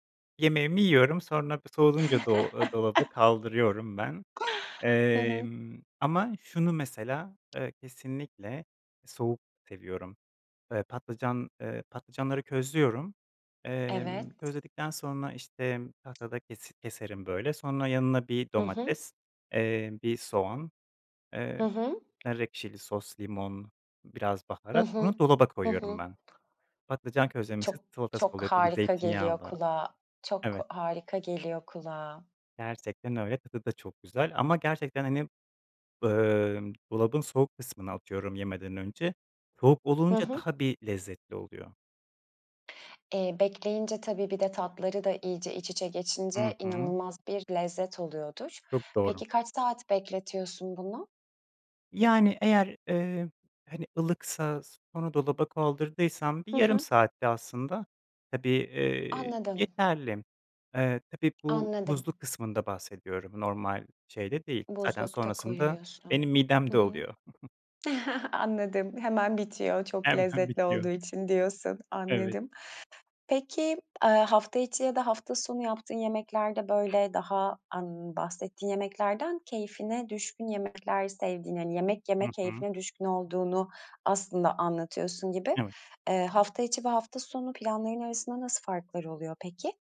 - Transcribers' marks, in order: laugh; other background noise; chuckle; "Hemen" said as "hemhem"
- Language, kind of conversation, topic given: Turkish, podcast, Günlük yemek planını nasıl oluşturuyorsun?